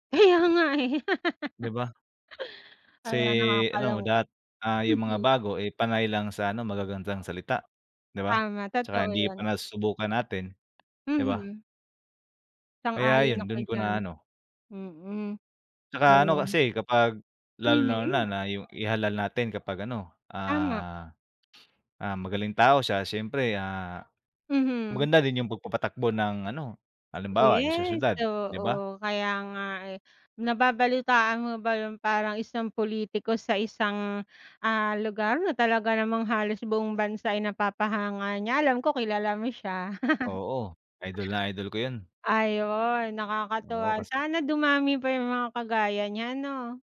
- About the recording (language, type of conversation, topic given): Filipino, unstructured, Paano mo ipaliliwanag ang kahalagahan ng pagboto sa bansa?
- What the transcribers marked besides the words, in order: chuckle; other background noise; chuckle